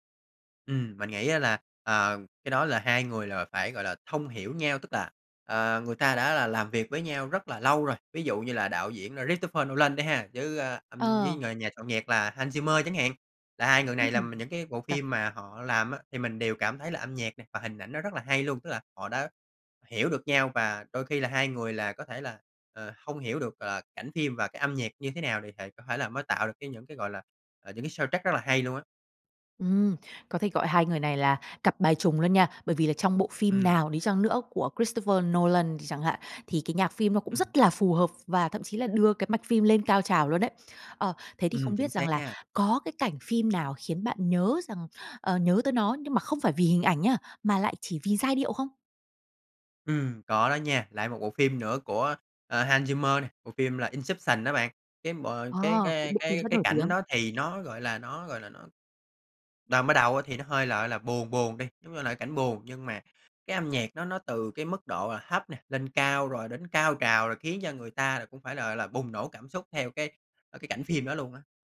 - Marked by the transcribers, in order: tapping; in English: "soundtrack"
- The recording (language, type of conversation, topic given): Vietnamese, podcast, Âm nhạc thay đổi cảm xúc của một bộ phim như thế nào, theo bạn?